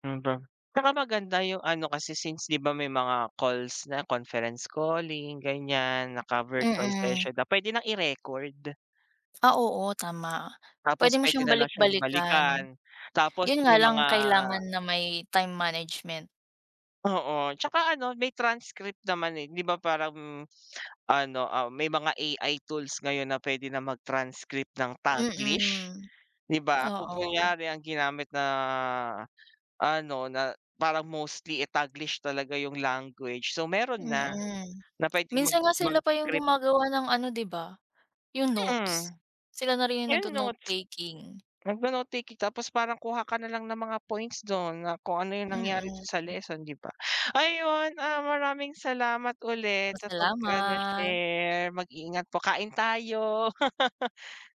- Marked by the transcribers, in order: in English: "conference calling"; in English: "time management"; laugh
- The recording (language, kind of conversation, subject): Filipino, unstructured, Ano ang palagay mo tungkol sa paggamit ng teknolohiya sa pag-aaral?